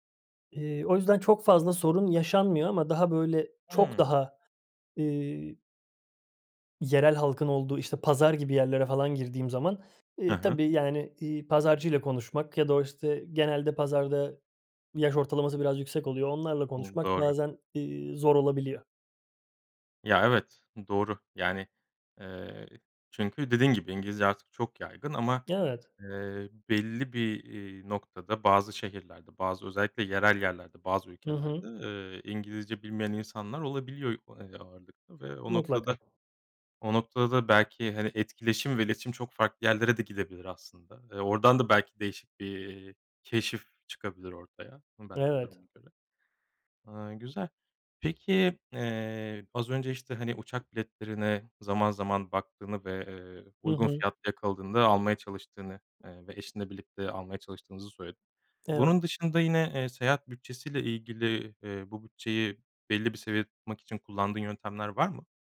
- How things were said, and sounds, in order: other background noise
- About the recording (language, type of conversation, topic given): Turkish, podcast, En iyi seyahat tavsiyen nedir?